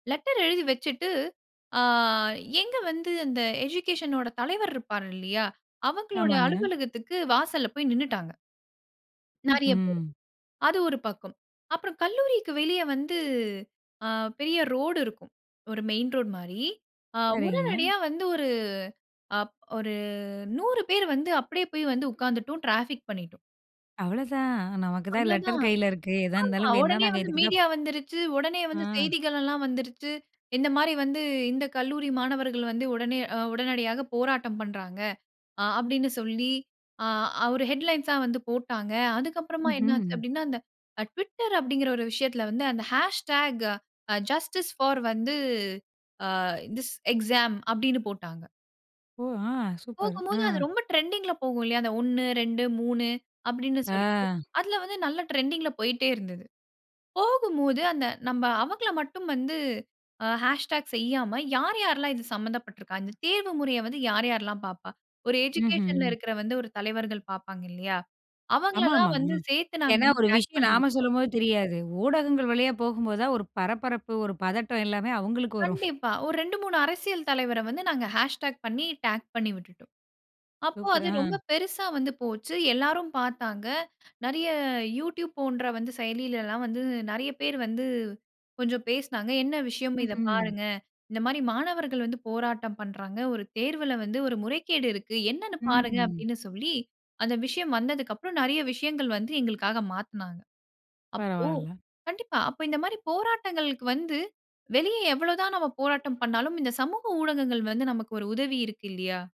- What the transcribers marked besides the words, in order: in English: "எஜுகேஷனோட"; in English: "ஹெட்லைன்ஸா"; in English: "ஹேஷ்ட்டேகா. ஜஸ்டிஸ் போர்"; in English: "திஸ் எக்ஸாம்"; in English: "ஹேஷ் டாக்"; in English: "எஜுகேஷன்ல"; other background noise; in English: "ஹேஷ்டாக்"; in English: "டாக்"; in English: "youtube"
- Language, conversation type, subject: Tamil, podcast, சமூக ஊடக போராட்டங்கள் உண்மை மாற்றத்துக்கு வழிகாட்டுமா?